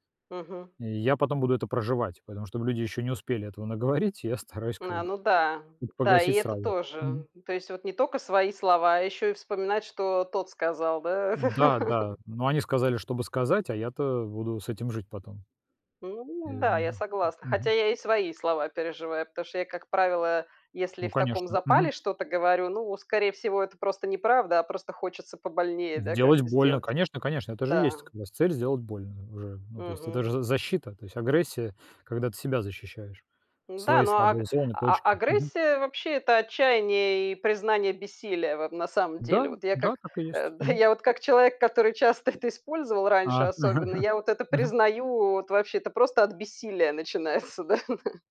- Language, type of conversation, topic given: Russian, unstructured, Что для тебя важнее — быть правым или сохранить отношения?
- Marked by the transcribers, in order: laugh; laugh; laughing while speaking: "начинается, да"